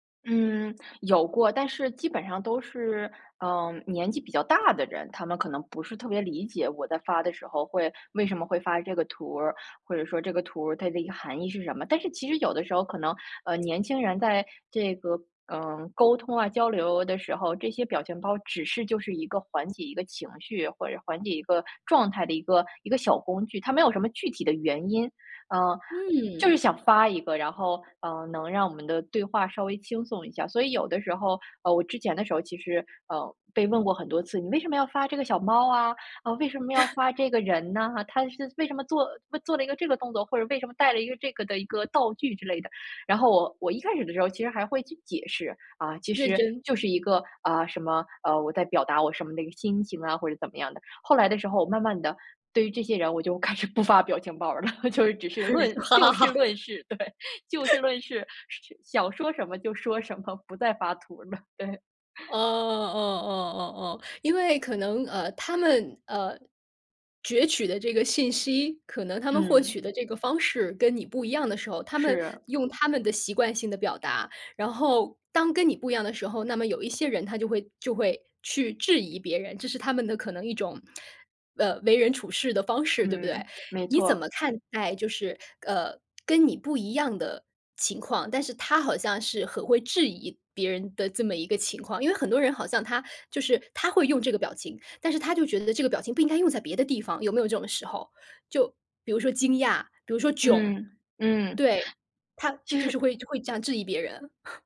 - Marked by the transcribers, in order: other background noise; chuckle; laughing while speaking: "开始不发表表情包儿了 … 不再发图了，对"; laugh; chuckle; laugh; tsk; chuckle
- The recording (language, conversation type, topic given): Chinese, podcast, 你觉得表情包改变了沟通吗？